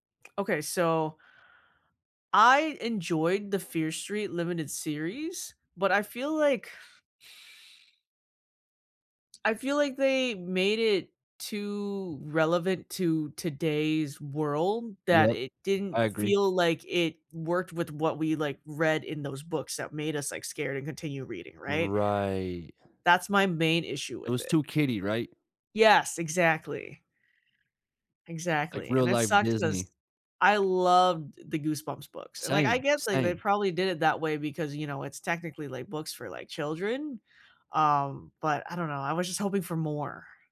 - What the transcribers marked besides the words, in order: tapping; other background noise; drawn out: "Right"; stressed: "loved"
- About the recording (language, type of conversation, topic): English, unstructured, Which books do you wish were adapted for film or television, and why do they resonate with you?
- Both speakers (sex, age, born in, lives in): female, 25-29, Vietnam, United States; male, 30-34, United States, United States